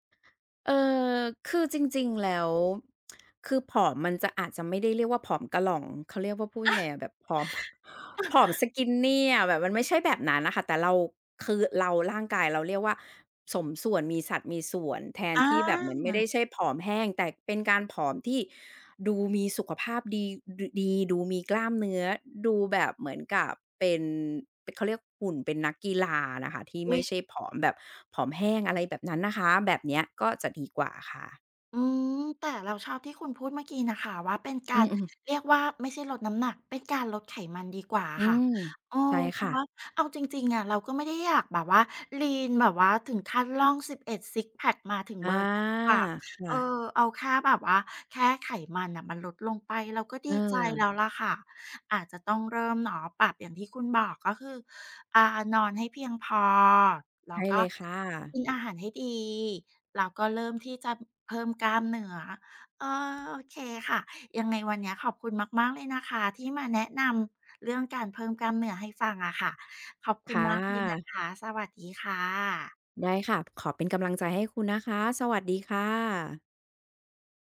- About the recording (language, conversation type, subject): Thai, advice, ฉันสับสนเรื่องเป้าหมายการออกกำลังกาย ควรโฟกัสลดน้ำหนักหรือเพิ่มกล้ามเนื้อก่อนดี?
- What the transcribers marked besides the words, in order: tsk; laugh; laughing while speaking: "ผอม"; laugh; in English: "skinny"; other background noise; drawn out: "อา"; tapping